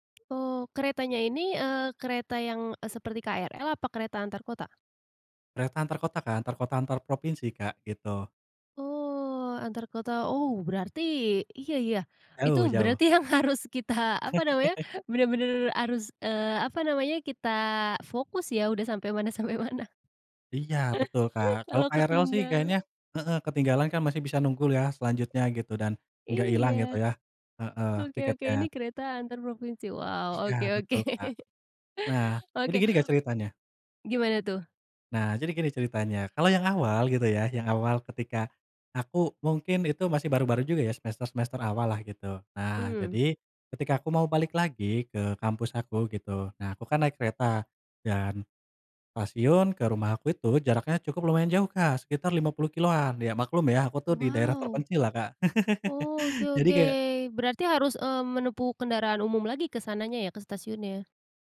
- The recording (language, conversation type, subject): Indonesian, podcast, Pernahkah kamu mengalami kejadian ketinggalan pesawat atau kereta, dan bagaimana ceritanya?
- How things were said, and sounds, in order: tapping; laughing while speaking: "yang harus"; chuckle; laughing while speaking: "sampai mana"; chuckle; other background noise; laughing while speaking: "oke"; laugh